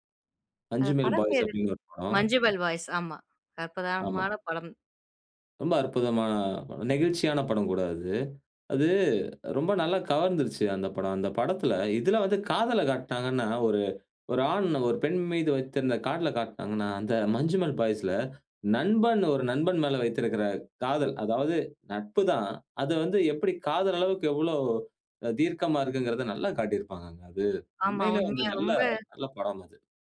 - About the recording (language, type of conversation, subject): Tamil, podcast, வயது அதிகரிக்கும்போது இசை ரசனை எப்படி மாறுகிறது?
- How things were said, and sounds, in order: other noise